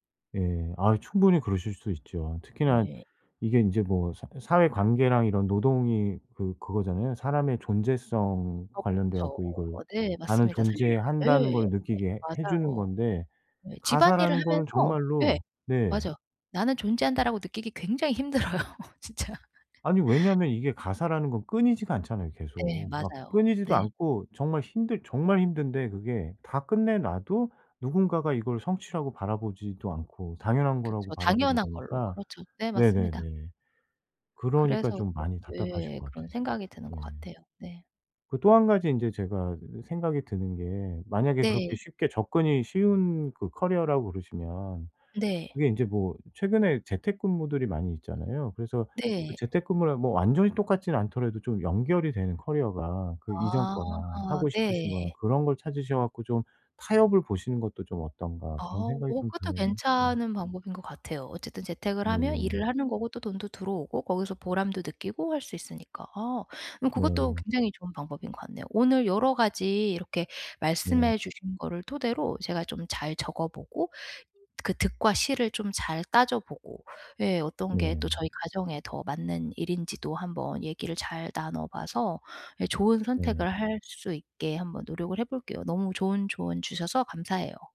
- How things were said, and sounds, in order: laughing while speaking: "힘들어요 진짜"; laugh; tapping; other background noise
- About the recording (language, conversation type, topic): Korean, advice, 생활방식을 어떻게 바꾸면 미래에 후회하지 않을까요?